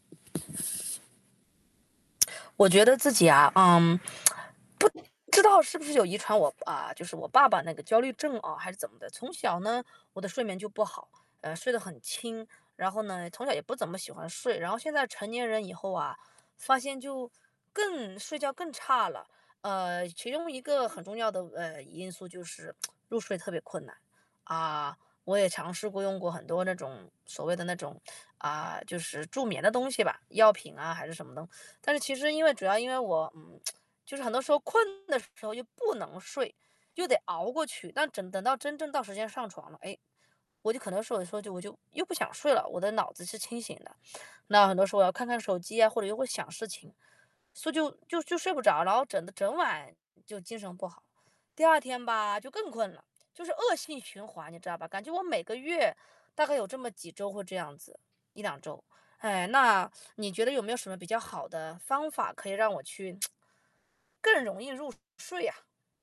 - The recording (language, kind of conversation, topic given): Chinese, advice, 你睡前思绪不断、焦虑得难以放松入睡时，通常是什么情况导致的？
- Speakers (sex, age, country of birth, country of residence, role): female, 35-39, China, United States, user; male, 45-49, China, United States, advisor
- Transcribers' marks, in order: static; other background noise; tsk; tsk; other noise; tsk; distorted speech; tsk